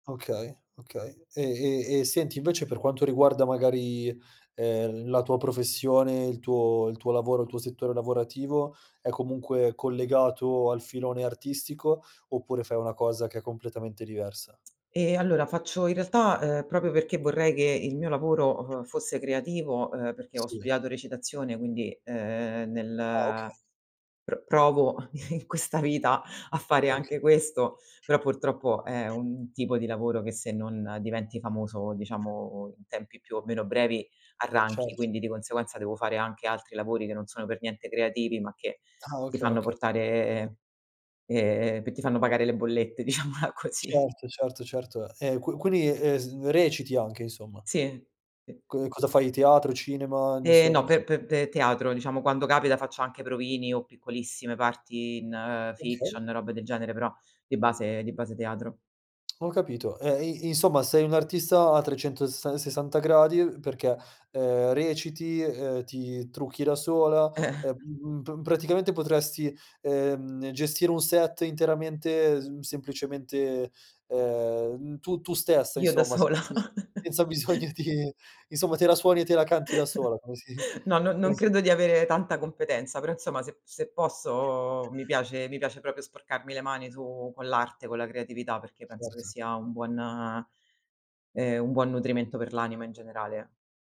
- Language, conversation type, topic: Italian, podcast, Qual è il tuo hobby creativo preferito e come hai iniziato a coltivarlo?
- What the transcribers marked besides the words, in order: tapping; other background noise; chuckle; laughing while speaking: "in"; laughing while speaking: "diciamola così"; "quindi" said as "quini"; laughing while speaking: "senza bisogno di"; laughing while speaking: "sola?"; chuckle; chuckle; laughing while speaking: "come si"; "proprio" said as "propio"